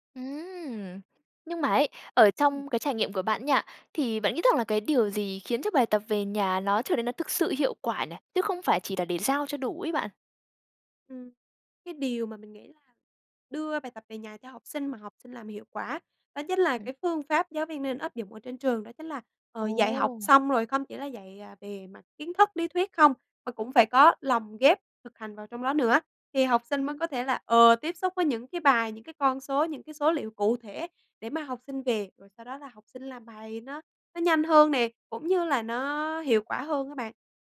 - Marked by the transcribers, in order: tapping
- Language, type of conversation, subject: Vietnamese, podcast, Làm sao giảm bài tập về nhà mà vẫn đảm bảo tiến bộ?